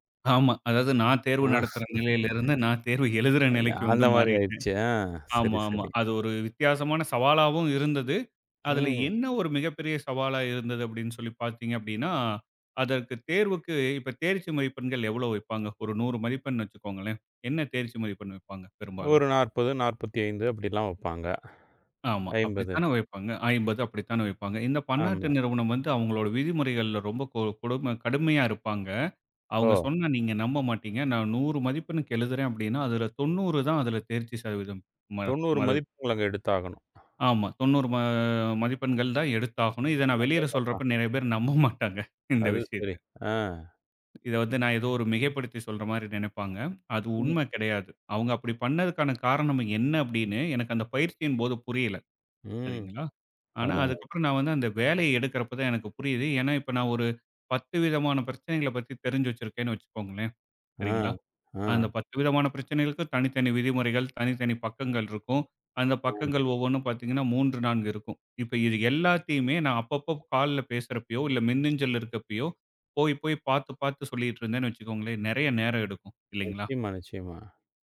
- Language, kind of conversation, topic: Tamil, podcast, பணியில் மாற்றம் செய்யும் போது உங்களுக்கு ஏற்பட்ட மிகப் பெரிய சவால்கள் என்ன?
- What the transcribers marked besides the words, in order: laughing while speaking: "ஆமா, அதாவது நான் தேர்வு நடத்துற … நிலைக்கு வந்து மாறிட்டேன்"; laughing while speaking: "ஆ"; other background noise; drawn out: "ம"; laughing while speaking: "பேர் நம்ப மாட்டாங்க. இந்த விஷயத்தை"; in English: "கால்ல"